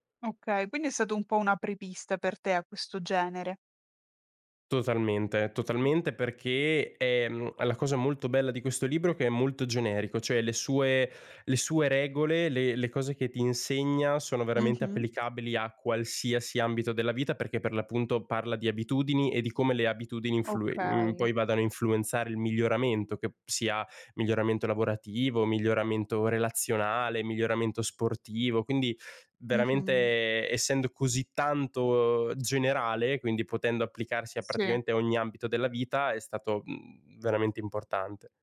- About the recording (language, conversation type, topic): Italian, podcast, Qual è un libro che ti ha aperto gli occhi?
- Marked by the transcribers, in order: other background noise